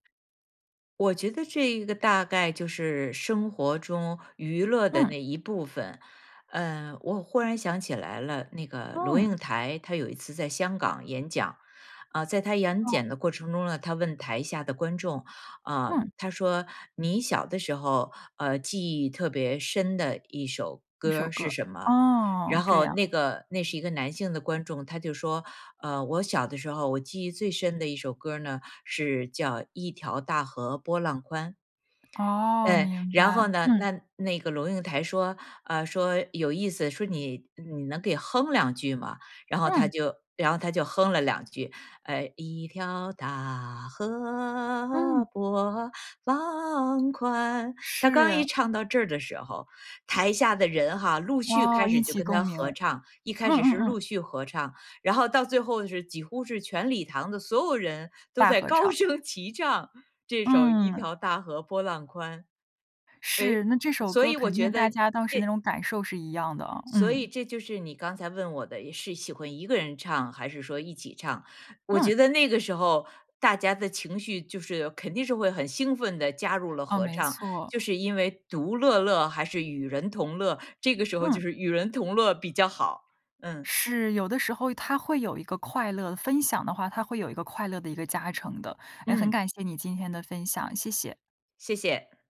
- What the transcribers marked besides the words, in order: singing: "一条大河波浪宽"; laughing while speaking: "高声齐唱"
- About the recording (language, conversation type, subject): Chinese, podcast, 如果你只能再听一首歌，你最后想听哪一首？